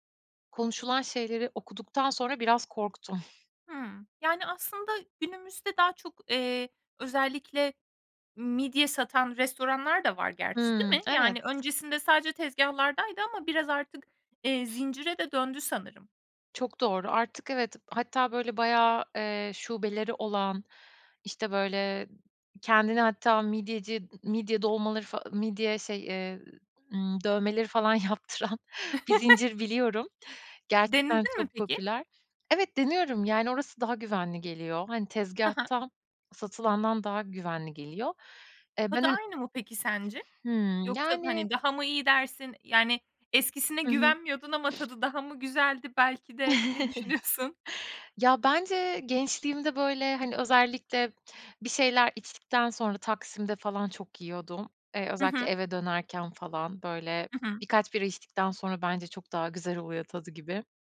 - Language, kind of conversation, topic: Turkish, podcast, Sokak lezzetleri senin için ne ifade ediyor?
- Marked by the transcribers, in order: other background noise; tapping; laughing while speaking: "yaptıran"; chuckle; chuckle